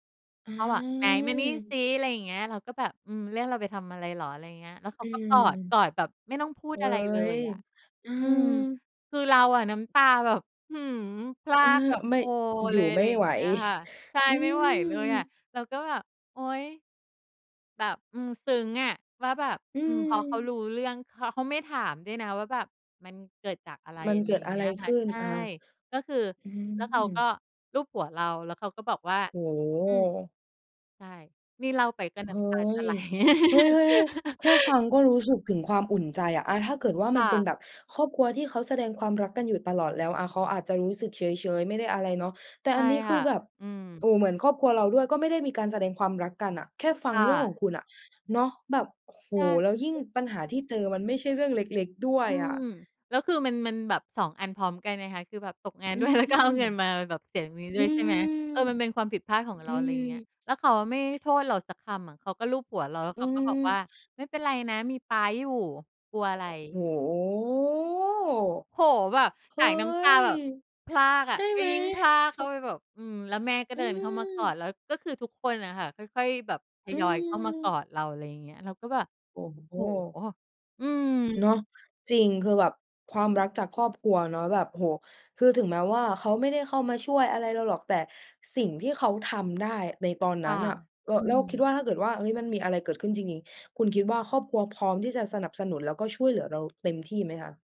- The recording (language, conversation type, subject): Thai, podcast, ความทรงจำในครอบครัวที่ทำให้คุณรู้สึกอบอุ่นใจที่สุดคืออะไร?
- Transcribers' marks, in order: chuckle; tapping; other background noise; laugh; laughing while speaking: "ด้วย แล้วก็"; drawn out: "โอ้โฮ"